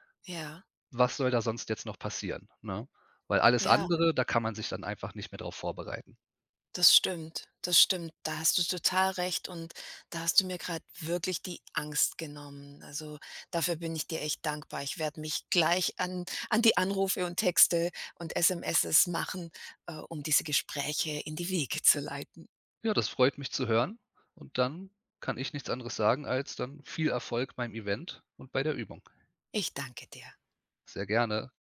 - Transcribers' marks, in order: other background noise; "SMS" said as "SMSes"
- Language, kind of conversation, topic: German, advice, Warum fällt es mir schwer, bei beruflichen Veranstaltungen zu netzwerken?